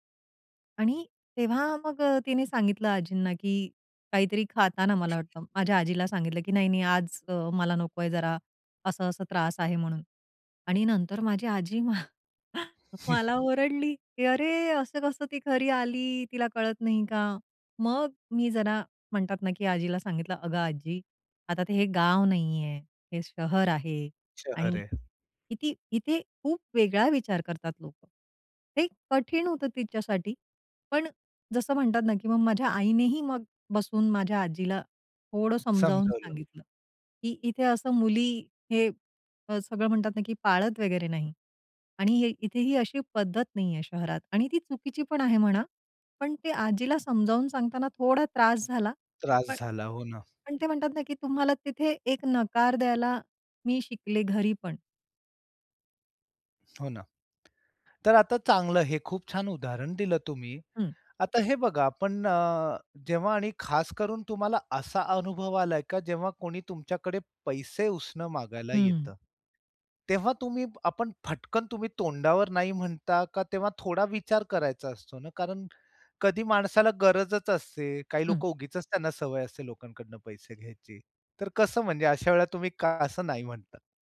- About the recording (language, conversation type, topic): Marathi, podcast, नकार म्हणताना तुम्हाला कसं वाटतं आणि तुम्ही तो कसा देता?
- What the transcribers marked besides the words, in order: other background noise; chuckle; laughing while speaking: "मला ओरडली, की अरे असं … कळत नाही का?"; other noise; tapping